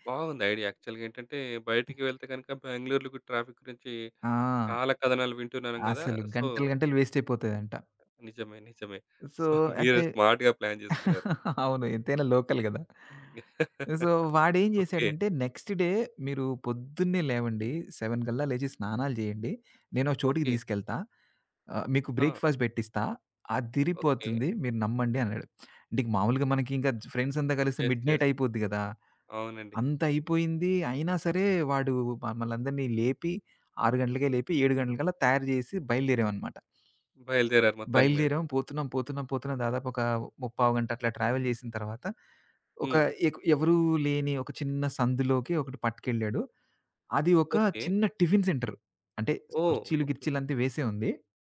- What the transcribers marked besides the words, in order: in English: "యాక్చువల్‌గా"; in English: "ట్రాఫిక్"; in English: "సో"; other background noise; in English: "సొ"; giggle; in English: "సో"; in English: "స్మార్ట్‌గా ప్లాన్"; laugh; in English: "లోకల్"; in English: "సో"; in English: "నెక్స్ట్ డే"; laugh; in English: "సెవెన్"; in English: "బ్రేక్‌ఫాస్ట్"; in English: "యెస్, యెస్"; in English: "ట్రావెల్"; in English: "టిఫిన్"
- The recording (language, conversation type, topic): Telugu, podcast, ఒక అజ్ఞాతుడు మీతో స్థానిక వంటకాన్ని పంచుకున్న సంఘటన మీకు గుర్తుందా?